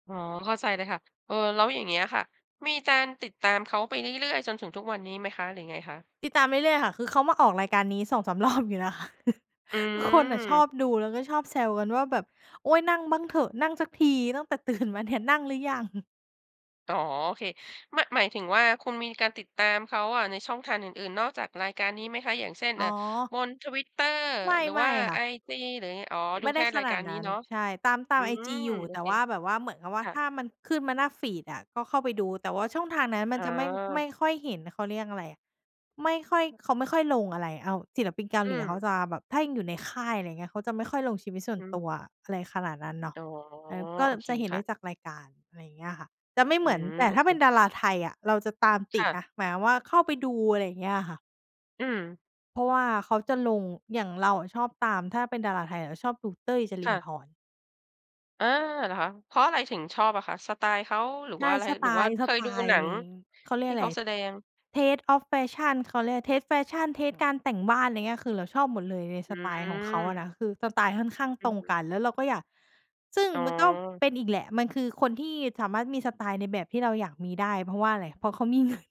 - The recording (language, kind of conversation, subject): Thai, podcast, ทำไมคนเราถึงชอบติดตามชีวิตดาราราวกับกำลังดูเรื่องราวที่น่าตื่นเต้น?
- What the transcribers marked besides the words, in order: tapping; laughing while speaking: "รอบอยู่นะคะ"; chuckle; laughing while speaking: "ตื่น"; chuckle; other background noise; in English: "Taste of Fashion"; in English: "Taste Fashion เทสต์"; laughing while speaking: "เงิน"